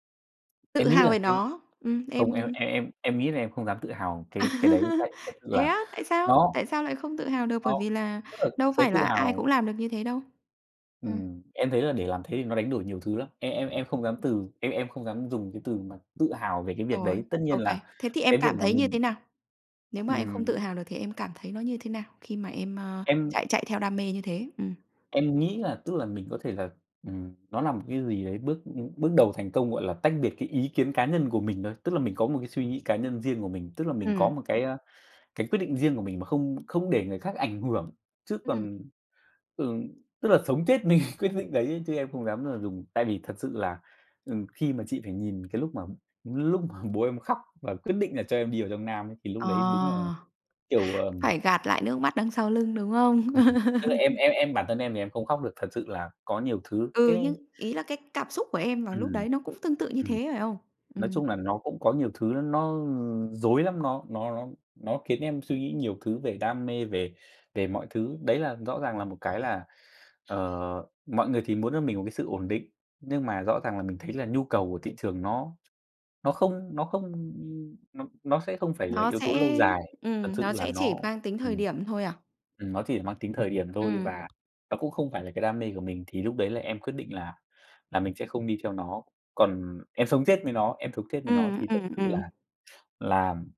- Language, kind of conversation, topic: Vietnamese, podcast, Bạn cân bằng giữa việc theo đuổi đam mê và đáp ứng nhu cầu thị trường như thế nào?
- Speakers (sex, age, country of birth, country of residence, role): female, 35-39, Vietnam, Vietnam, host; male, 25-29, Vietnam, Vietnam, guest
- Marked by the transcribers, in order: laugh; tapping; other background noise; laughing while speaking: "mình"; laughing while speaking: "bố em"; laugh; horn